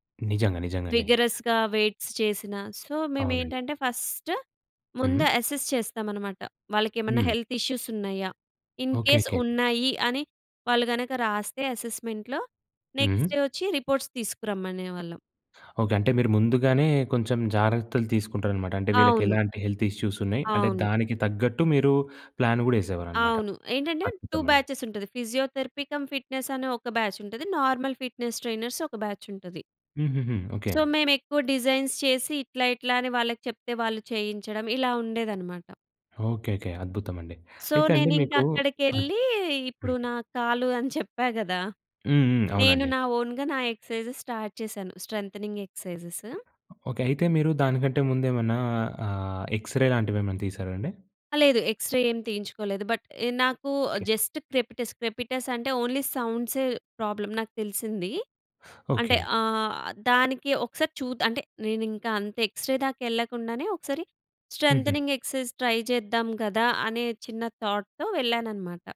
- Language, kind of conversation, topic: Telugu, podcast, ఇంటి పనులు, బాధ్యతలు ఎక్కువగా ఉన్నప్పుడు హాబీపై ఏకాగ్రతను ఎలా కొనసాగిస్తారు?
- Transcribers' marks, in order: in English: "విగరస్‌గా వెయిట్స్"; other background noise; in English: "సో"; in English: "అసెస్"; in English: "హెల్త్ ఇష్యూస్"; in English: "ఇన్‌కేస్"; in English: "అసెస్మెంట్‌లో"; in English: "రిపోర్ట్స్"; in English: "హెల్త్ ఇష్యూస్"; in English: "ప్లాన్"; in English: "టూ"; in English: "ఫిజియోథెరపీ కమ్ ఫిట్నెస్"; in English: "నార్మల్ ఫిట్నెస్ ట్రైనర్స్"; in English: "సో"; in English: "డిజైన్స్"; in English: "సో"; in English: "ఓన్‌గా"; in English: "ఎక్సర్‌సైజెస్ స్టార్ట్"; in English: "స్ట్రెంతెనింగ్ ఎక్సర్‌సైజెస్"; in English: "ఎక్స్‌రే"; in English: "ఎక్స్‌రే"; in English: "బట్"; in English: "జస్ట్ క్రెపిటస్. క్రెపిటస్"; in English: "ఓన్లీ"; in English: "ప్రాబ్లమ్"; teeth sucking; in English: "ఎక్స్‌రే"; in English: "స్ట్రెంతెనింగ్ ఎక్సర్‌సైజెస్ ట్రై"; in English: "థాట్‌తో"